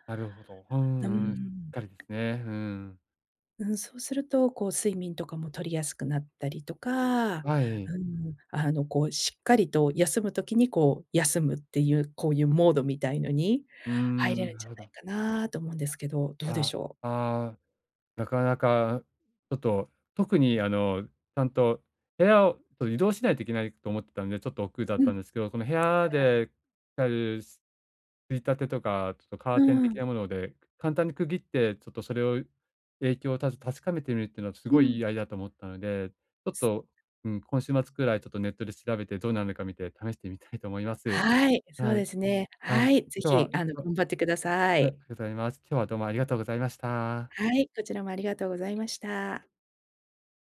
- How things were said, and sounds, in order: other noise
- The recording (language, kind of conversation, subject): Japanese, advice, 家で効果的に休息するにはどうすればよいですか？